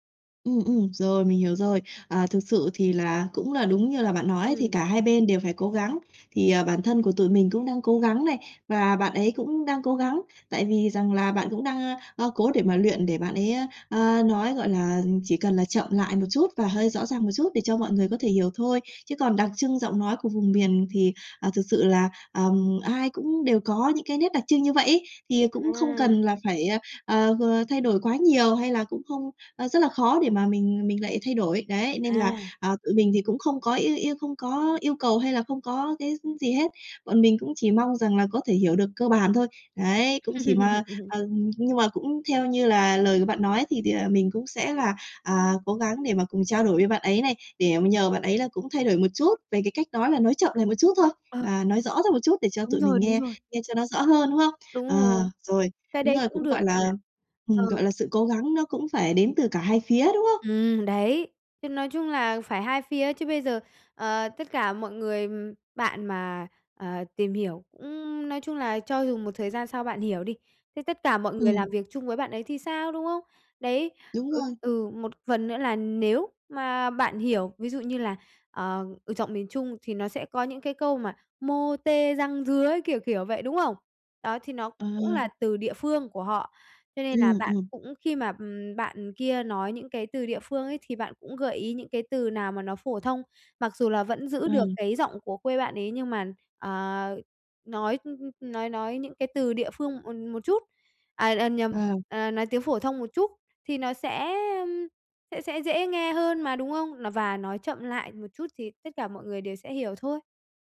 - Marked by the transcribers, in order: tapping; laugh; other background noise
- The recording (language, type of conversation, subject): Vietnamese, advice, Bạn gặp những khó khăn gì khi giao tiếp hằng ngày do rào cản ngôn ngữ?